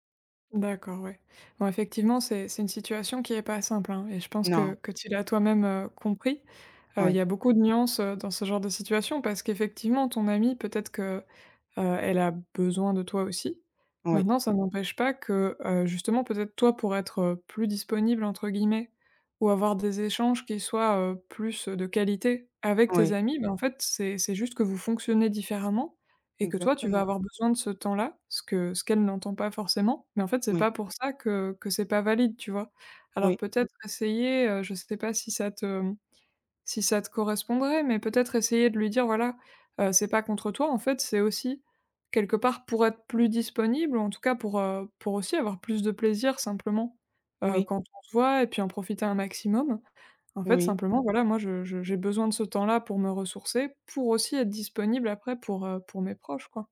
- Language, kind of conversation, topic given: French, advice, Comment puis-je refuser des invitations sociales sans me sentir jugé ?
- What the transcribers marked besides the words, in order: none